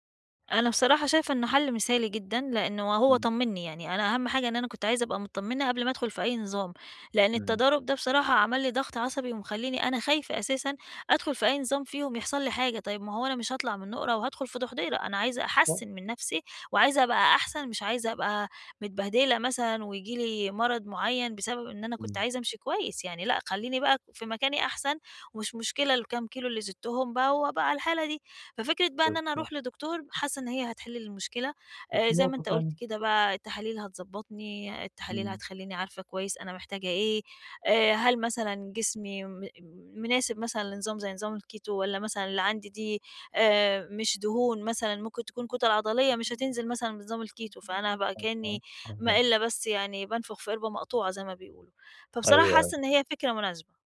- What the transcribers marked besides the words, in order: other background noise; in English: "الكيتو"; in English: "الكيتو"
- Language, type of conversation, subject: Arabic, advice, إزاي أتعامل مع لخبطة نصايح الرجيم المتضاربة من أهلي وأصحابي؟